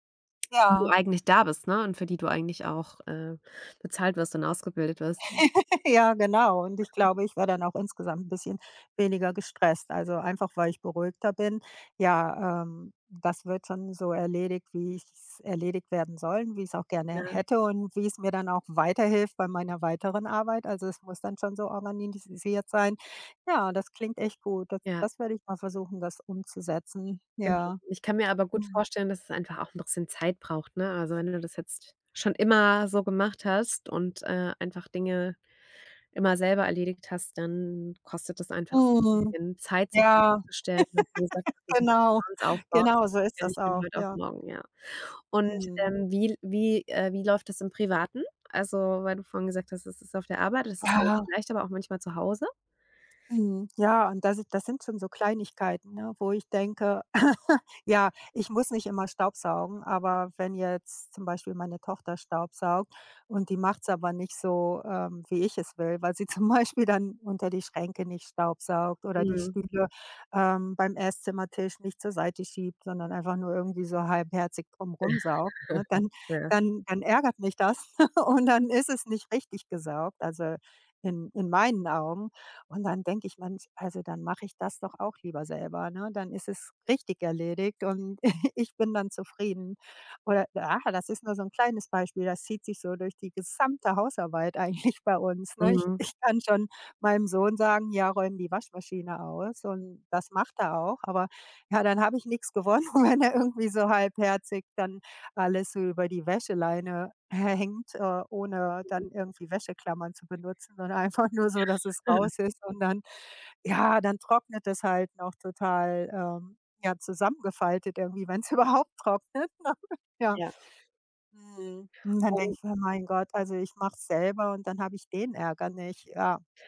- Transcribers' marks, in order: laugh; other background noise; tapping; "organisiert" said as "organinisiert"; laugh; unintelligible speech; chuckle; laughing while speaking: "zum Beispiel"; chuckle; chuckle; stressed: "meinen"; stressed: "richtig"; chuckle; stressed: "gesamte"; laughing while speaking: "eigentlich"; laughing while speaking: "ich"; laughing while speaking: "wenn er irgendwie"; unintelligible speech; laughing while speaking: "wenn's überhaupt trocknet, ne?"; chuckle
- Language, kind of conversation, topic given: German, advice, Warum fällt es mir schwer, Aufgaben zu delegieren, und warum will ich alles selbst kontrollieren?